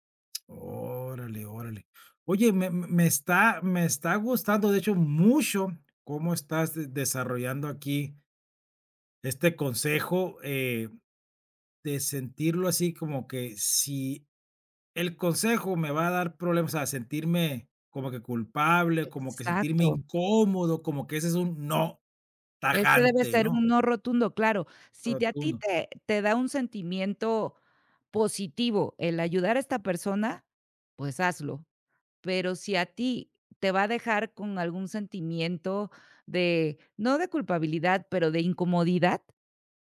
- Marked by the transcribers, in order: tapping
- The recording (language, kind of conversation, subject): Spanish, advice, ¿Cómo puedo decir que no a un favor sin sentirme mal?